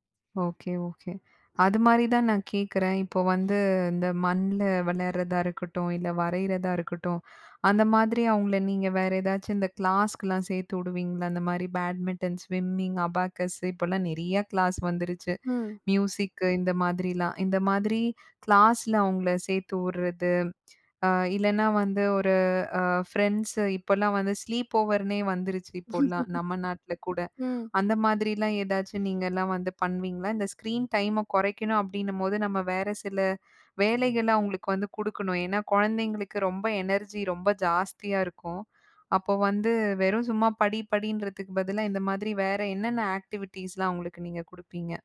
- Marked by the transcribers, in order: other background noise; in English: "கிளாஸ்க்குலாம்"; in English: "பேட்மிட்டன், ஸ்விம்மிங், அபாக்கஸ்ஸு"; in English: "கிளாஸ்"; in English: "மியூசிக்கு"; in English: "கிளாஸ்ல"; in English: "ஃப்ரெண்ட்ஸு"; in English: "ஸ்லீப் ஓவர்னே"; laugh; in English: "ஸ்க்ரீன் டைம"; in English: "எனர்ஜி"; in English: "ஆக்டிவிட்டீஸ்லாம்"
- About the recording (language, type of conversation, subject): Tamil, podcast, குழந்தைகள் டிஜிட்டல் சாதனங்களுடன் வளரும்போது பெற்றோர் என்னென்ன விஷயங்களை கவனிக்க வேண்டும்?